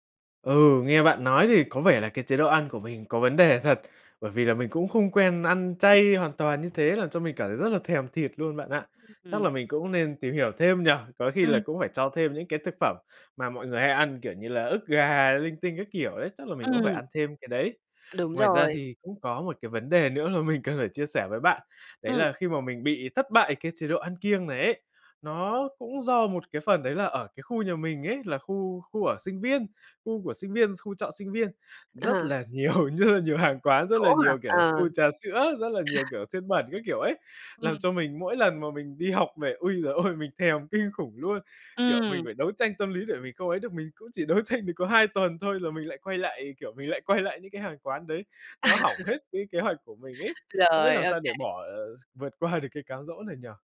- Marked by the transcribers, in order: tapping; laughing while speaking: "nhiều như"; laugh; laughing while speaking: "ôi!"; laughing while speaking: "đấu tranh"; laugh; laughing while speaking: "qua"
- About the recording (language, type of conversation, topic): Vietnamese, advice, Làm sao để không thất bại khi ăn kiêng và tránh quay lại thói quen cũ?